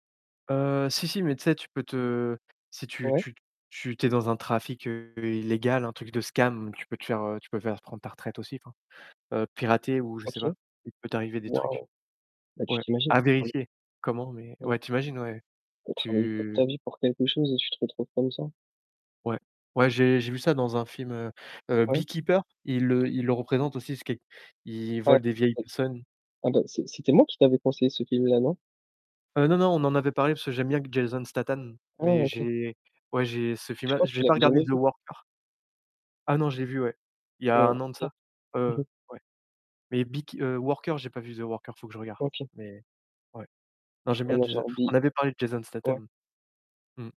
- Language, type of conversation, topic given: French, unstructured, Que feriez-vous pour lutter contre les inégalités sociales ?
- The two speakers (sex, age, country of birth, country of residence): male, 30-34, France, France; male, 30-34, France, France
- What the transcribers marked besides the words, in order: distorted speech; in English: "scam"; whoop; unintelligible speech